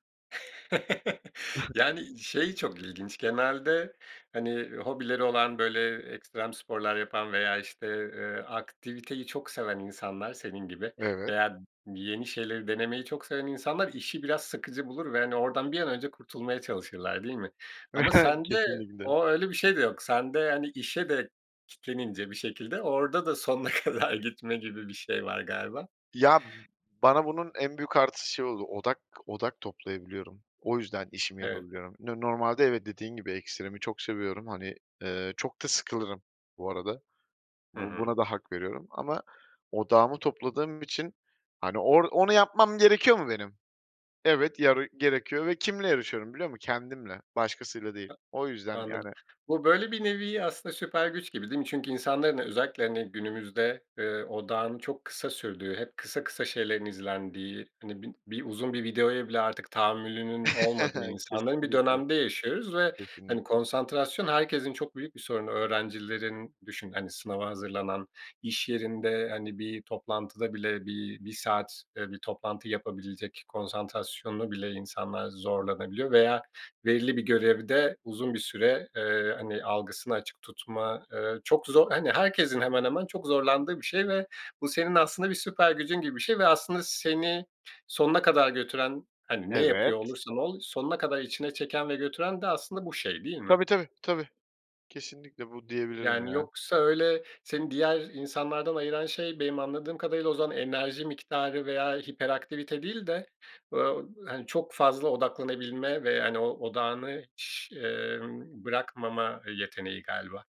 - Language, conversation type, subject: Turkish, podcast, Vücudunun sınırlarını nasıl belirlersin ve ne zaman “yeter” demen gerektiğini nasıl öğrenirsin?
- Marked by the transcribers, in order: chuckle; other background noise; chuckle; laughing while speaking: "kadar gitme"; chuckle; tapping